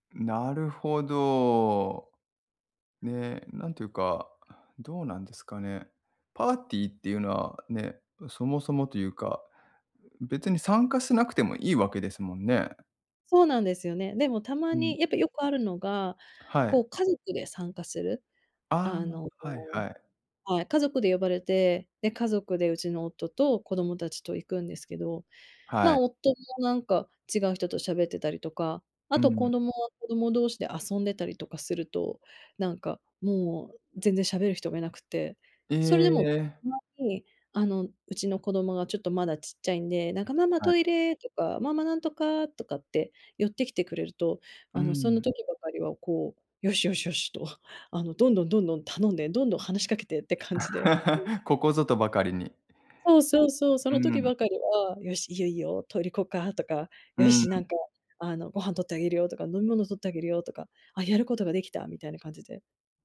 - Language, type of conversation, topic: Japanese, advice, パーティーで居心地が悪いとき、どうすれば楽しく過ごせますか？
- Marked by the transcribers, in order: tapping; laugh